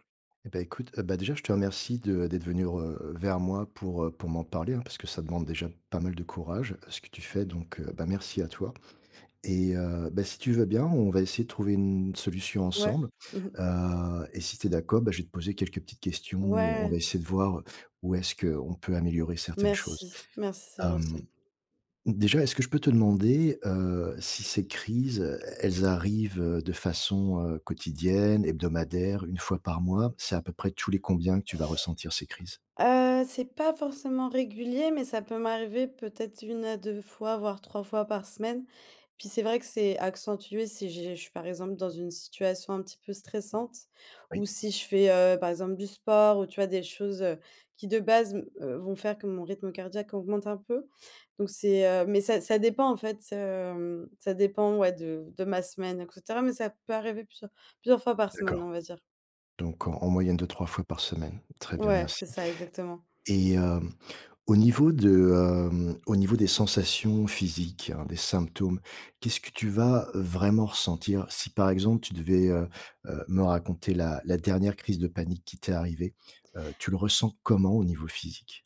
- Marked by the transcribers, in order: tapping
- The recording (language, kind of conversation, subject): French, advice, Comment décrire des crises de panique ou une forte anxiété sans déclencheur clair ?